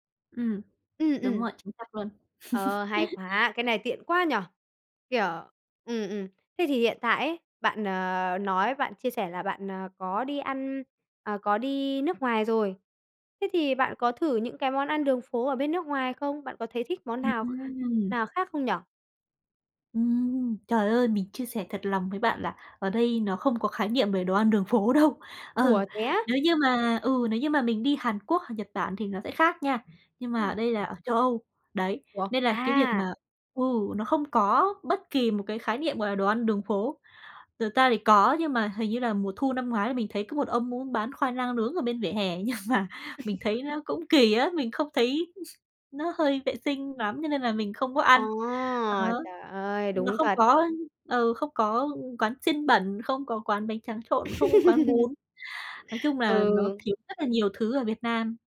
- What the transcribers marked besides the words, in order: tapping; chuckle; chuckle; chuckle
- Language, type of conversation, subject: Vietnamese, podcast, Bạn nhớ nhất món ăn đường phố nào và vì sao?